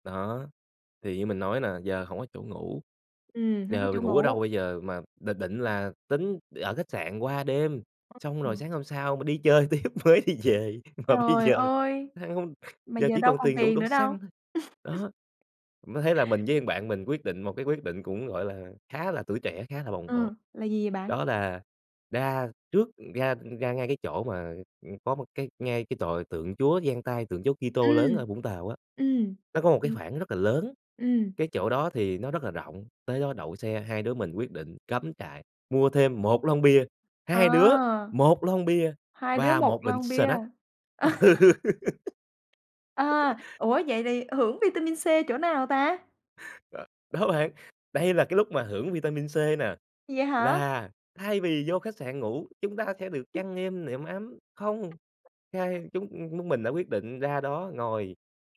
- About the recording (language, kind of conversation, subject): Vietnamese, podcast, Bạn có thể kể về một chuyến phiêu lưu bất ngờ mà bạn từng trải qua không?
- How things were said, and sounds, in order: tapping; unintelligible speech; laughing while speaking: "tiếp mới đi về, mà bây giờ"; other background noise; laugh; laugh; laughing while speaking: "ừ"; laugh; cough; "chúng" said as "múng"